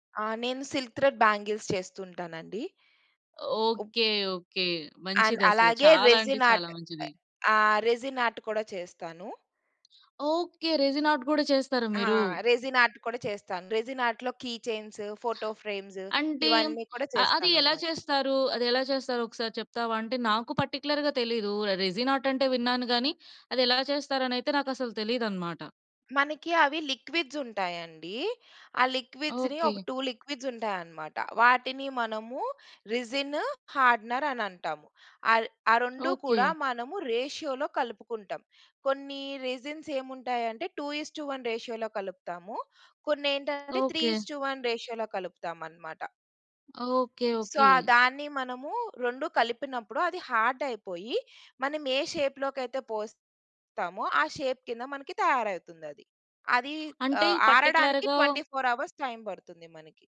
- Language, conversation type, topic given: Telugu, podcast, మీ పనిని మీ కుటుంబం ఎలా స్వీకరించింది?
- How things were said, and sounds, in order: in English: "సిల్క్ థ్రెడ్ బ్యాంగిల్స్"; other background noise; other noise; in English: "అండ్"; in English: "రెసిన్ ఆర్ట్"; in English: "రెసిన్ ఆర్ట్"; in English: "రెసిన్ ఆర్ట్"; in English: "రెసిన్ ఆర్ట్"; in English: "రెసిన్ ఆర్ట్ లొ కీ చైన్స్, ఫోటో ఫ్రేమ్స్"; in English: "పర్టిక్యులర్‌గా"; in English: "రెజినాట్"; "రెసిన్ ఆర్ట్" said as "రెజినాట్"; in English: "లిక్విడ్స్"; in English: "లిక్విడ్స్‌ని"; in English: "టూ లిక్విడ్స్"; in English: "రెసిన్, హార్డనర్"; in English: "రేషియోలో"; in English: "రెజిన్స్"; in English: "టూ ఇస్ టు వన్ రేషియోలో"; in English: "త్రీ ఇస్ టు వన్ రేషియోలో"; in English: "సో"; in English: "హార్డ్"; in English: "షేప్‌లో"; in English: "షేప్"; in English: "ట్వెంటీ ఫోర్ అవర్స్"; in English: "పర్టిక్యులర్‌గా"